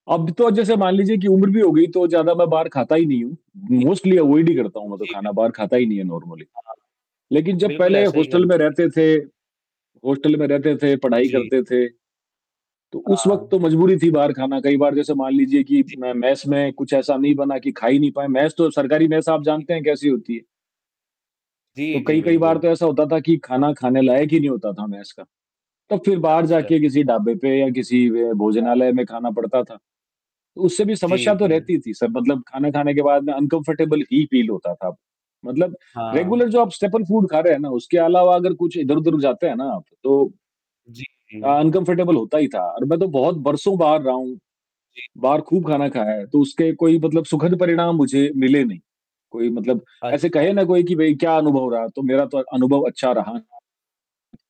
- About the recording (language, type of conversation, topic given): Hindi, unstructured, बाहर का खाना खाने में आपको सबसे ज़्यादा किस बात का डर लगता है?
- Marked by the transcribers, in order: distorted speech; static; in English: "मोस्टली अवॉयड"; in English: "नॉर्मली"; in English: "अनकम्फर्टेबल"; in English: "फील"; in English: "रेगुलर"; in English: "स्टेपल फ़ूड"; in English: "अनकम्फर्टेबल"; tapping